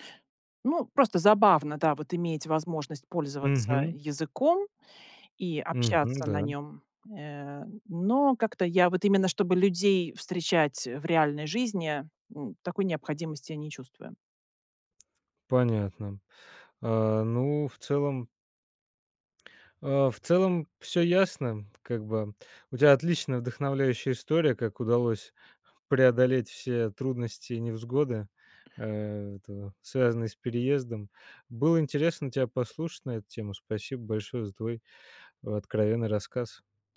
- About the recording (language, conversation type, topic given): Russian, podcast, Когда вам пришлось начать всё с нуля, что вам помогло?
- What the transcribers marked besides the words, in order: tapping